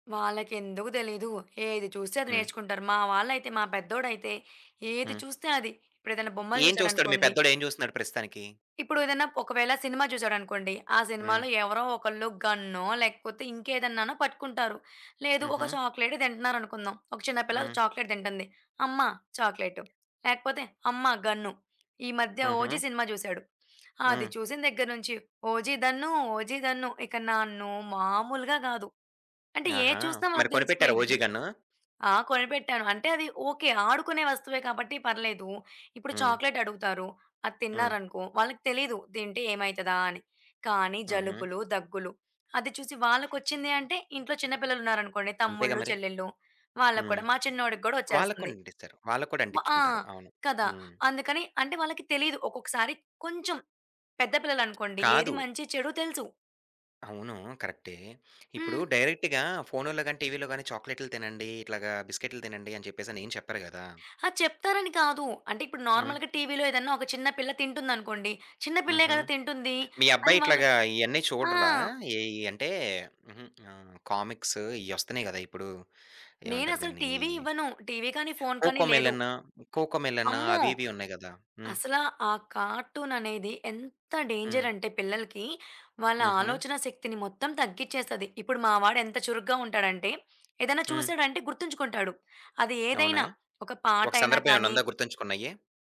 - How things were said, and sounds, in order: other background noise; in English: "చాక్లేట్"; tapping; in English: "చాక్లేట్"; in English: "డైరెక్ట్‌గా"; in English: "నార్మల్‌గా"; in English: "కామిక్స్"
- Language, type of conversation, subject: Telugu, podcast, పిల్లల డిజిటల్ వినియోగాన్ని మీరు ఎలా నియంత్రిస్తారు?